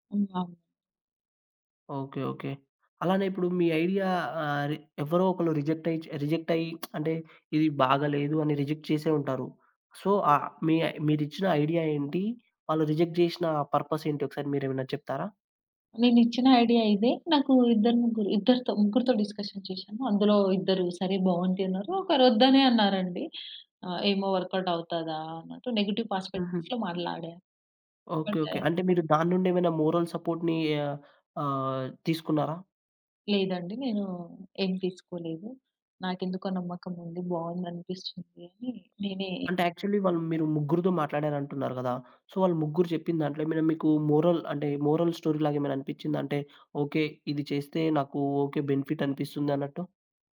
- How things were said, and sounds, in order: in English: "రిజెక్ట్"; in English: "రిజెక్ట్"; lip smack; in English: "రిజెక్ట్"; in English: "సో"; in English: "రిజెక్ట్"; in English: "పర్పస్"; in English: "డిస్కషన్"; in English: "వర్క్ ఔట్"; in English: "నెగెటివ్ ప్రాస్పె‌క్టివ్‌లో"; in English: "మోరల్ సపోర్ట్‌ని"; other background noise; in English: "యాక్చువల్లీ"; in English: "సో"; in English: "మోరల్"; in English: "మోరల్"; in English: "బెనిఫిట్"
- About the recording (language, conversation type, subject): Telugu, podcast, మీరు మీ సృజనాత్మక గుర్తింపును ఎక్కువగా ఎవరితో పంచుకుంటారు?